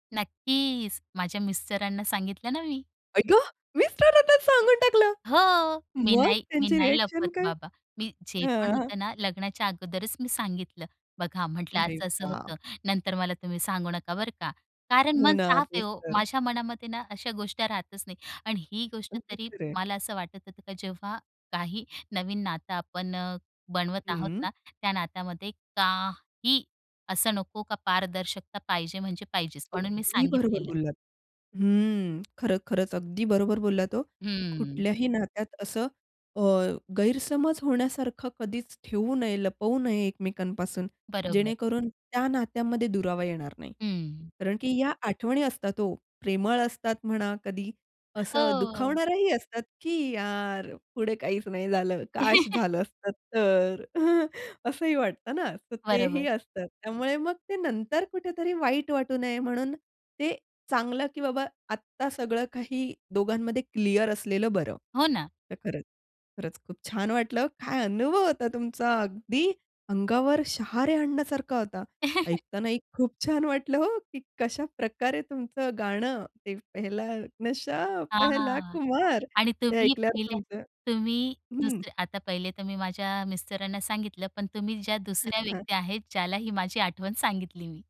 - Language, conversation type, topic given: Marathi, podcast, कोणतं गाणं ऐकलं की तुला तुझ्या पहिल्या प्रेमाची आठवण येते?
- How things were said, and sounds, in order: other background noise; surprised: "आई ग! मिस्टरांनाच सांगून टाकलं!"; in English: "रिॲक्शन"; tapping; "गोष्टी" said as "गोष्ट्या"; stressed: "काही"; joyful: "हो"; chuckle; chuckle; chuckle; in Hindi: "पहला नशा पहला खुमार"